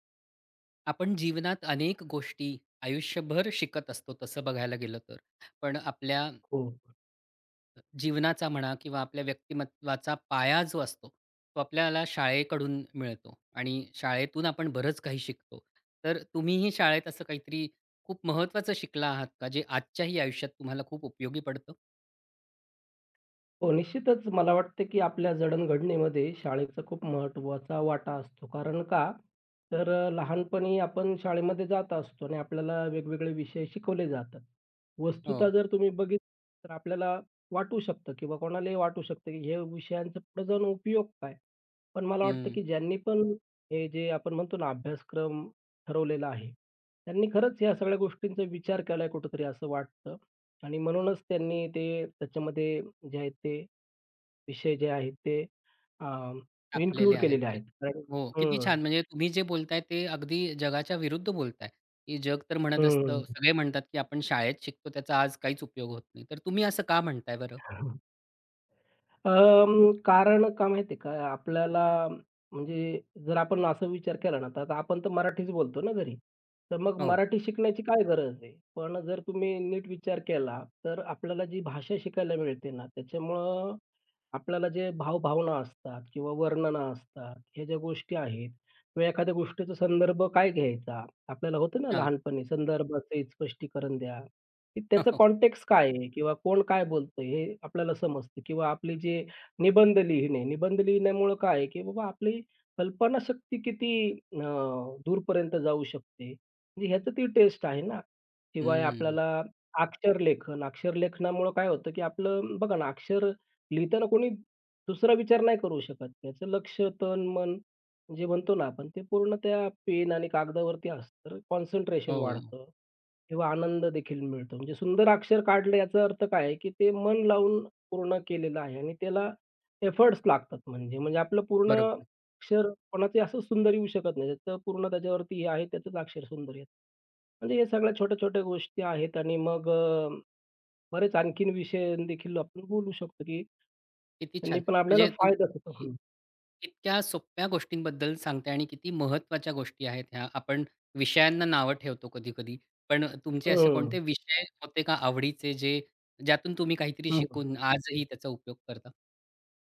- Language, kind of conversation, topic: Marathi, podcast, शाळेत शिकलेलं आजच्या आयुष्यात कसं उपयोगी पडतं?
- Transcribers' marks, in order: tapping; other background noise; in English: "इन्क्लूड"; chuckle; in English: "कॉन्टेक्स्ट"; chuckle; in English: "कॉन्सन्ट्रेशन"; in English: "एफोर्ट्स"